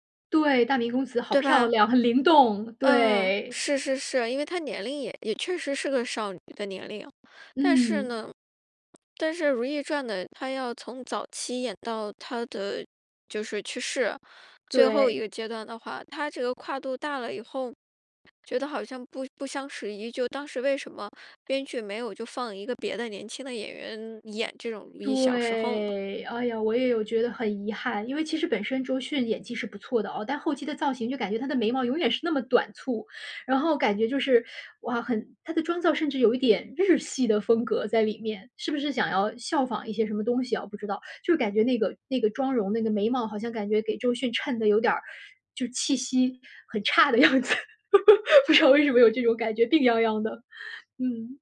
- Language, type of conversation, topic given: Chinese, podcast, 你对哪部电影或电视剧的造型印象最深刻？
- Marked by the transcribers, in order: other background noise; laughing while speaking: "样子，不知道为什么有这种感觉"